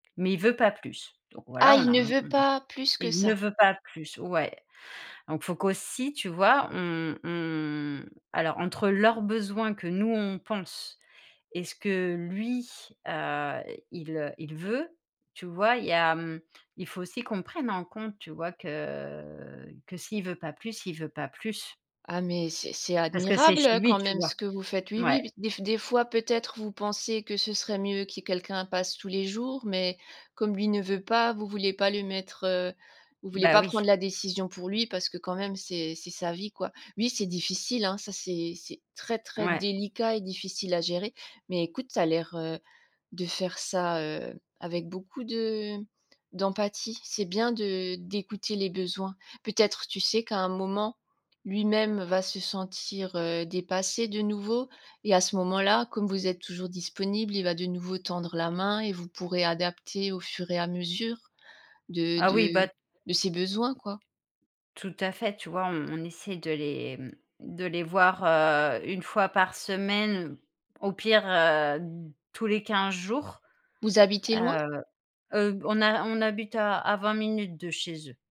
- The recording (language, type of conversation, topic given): French, advice, Comment prenez-vous soin d’un parent âgé au quotidien ?
- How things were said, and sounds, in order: tapping; drawn out: "que"